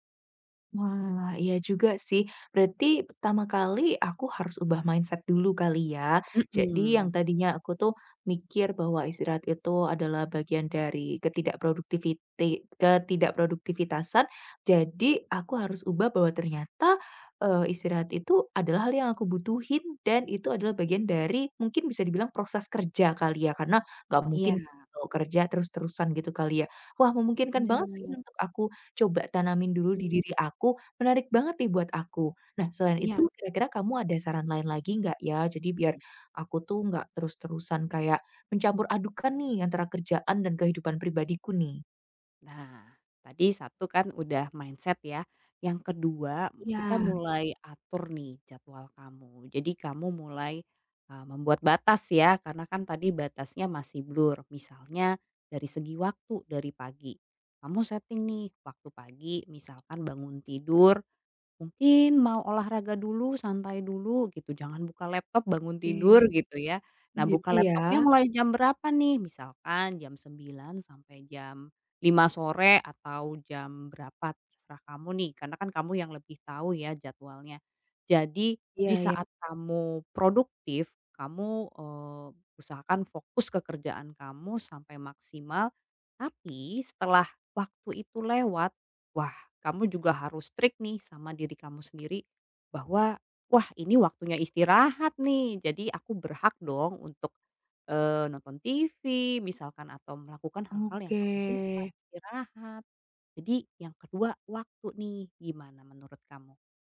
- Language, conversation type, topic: Indonesian, advice, Bagaimana cara menyeimbangkan tuntutan startup dengan kehidupan pribadi dan keluarga?
- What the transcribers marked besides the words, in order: in English: "mindset"; tapping; other background noise; in English: "mindset"; in English: "blur"; in English: "strict"; drawn out: "Oke"